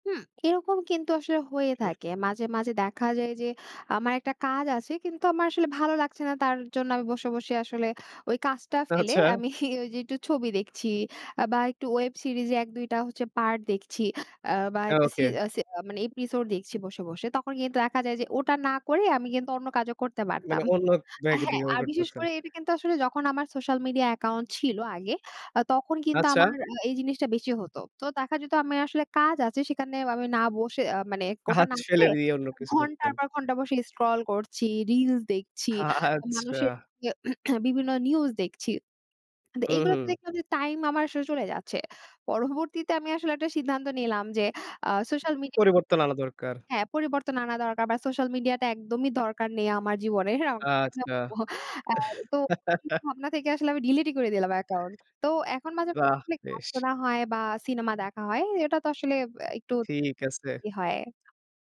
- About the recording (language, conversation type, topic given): Bengali, podcast, কি ধরনের গণমাধ্যম আপনাকে সান্ত্বনা দেয়?
- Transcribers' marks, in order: unintelligible speech; laughing while speaking: "আচ্ছা"; laughing while speaking: "আমি"; laughing while speaking: "কাজ ফেলে দিয়ে"; laughing while speaking: "আচ্ছা"; throat clearing; unintelligible speech; chuckle